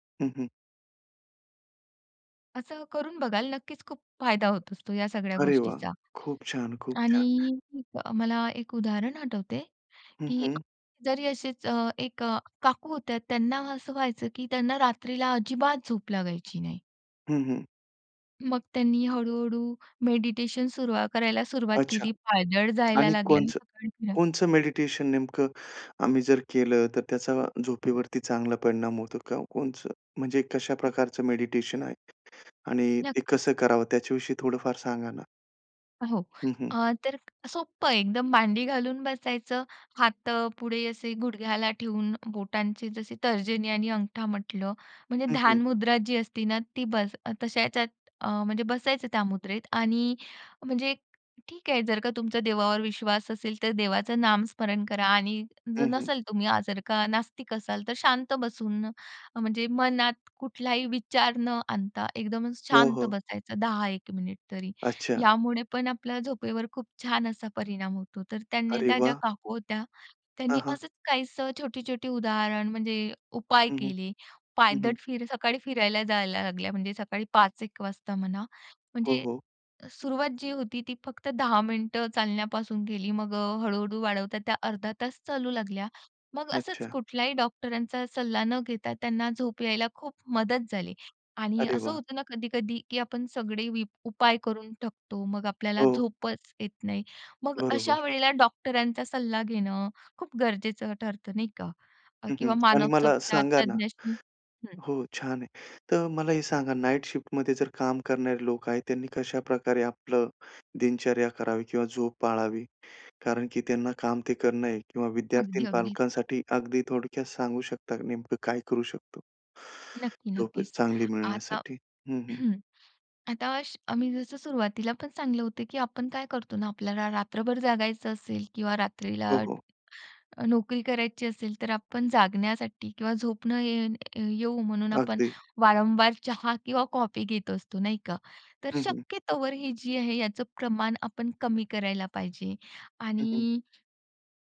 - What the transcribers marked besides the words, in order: other background noise; unintelligible speech; in English: "नाईट शिफ्ट"
- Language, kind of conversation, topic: Marathi, podcast, चांगली झोप कशी मिळवायची?